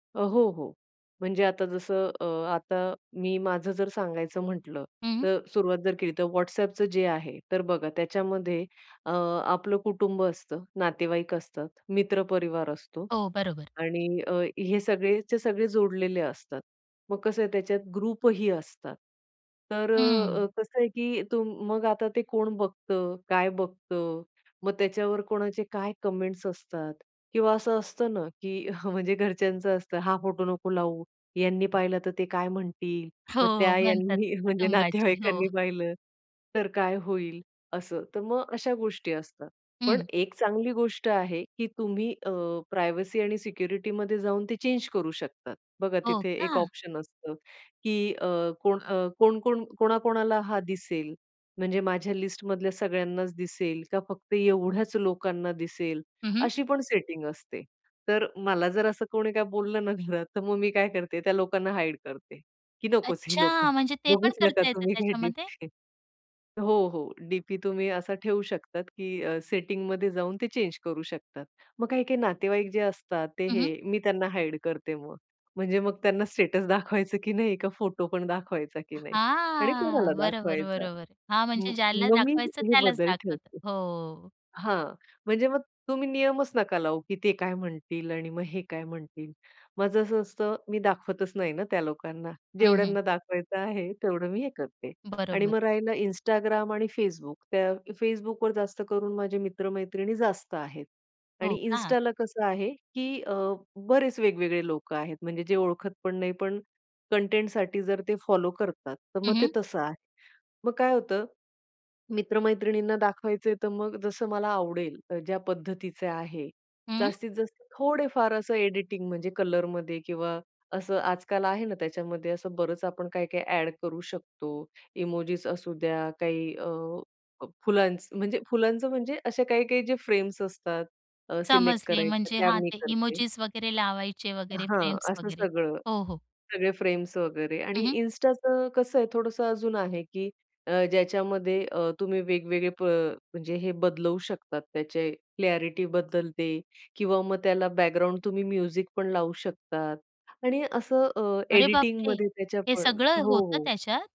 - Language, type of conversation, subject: Marathi, podcast, प्रोफाइल फोटो निवडताना तुम्ही काय विचार करता?
- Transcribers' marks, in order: in English: "ग्रुपही"; other background noise; in English: "कमेंट्स"; tapping; chuckle; chuckle; in English: "प्रायव्हसी"; surprised: "अच्छा. म्हणजे ते पण करता येतं त्याच्यामध्ये?"; unintelligible speech; chuckle; in English: "स्टेटस"; in English: "क्लॅरिटी"; in English: "म्युझिक"